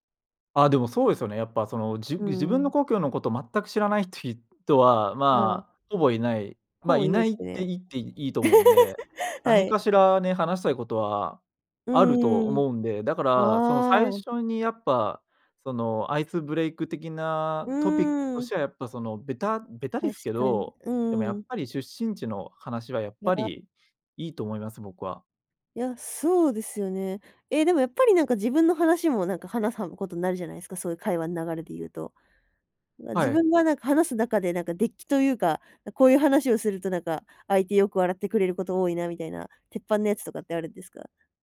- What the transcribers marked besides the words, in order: background speech; laugh
- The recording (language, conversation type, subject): Japanese, podcast, 誰でも気軽に始められる交流のきっかけは何ですか？